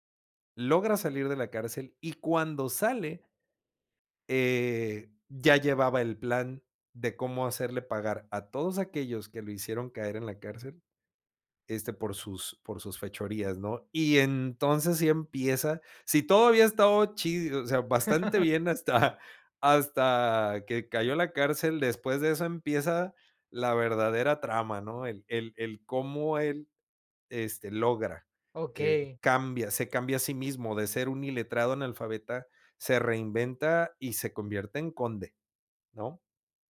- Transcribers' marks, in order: chuckle; laughing while speaking: "hasta"
- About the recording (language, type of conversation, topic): Spanish, podcast, ¿Qué hace que un personaje sea memorable?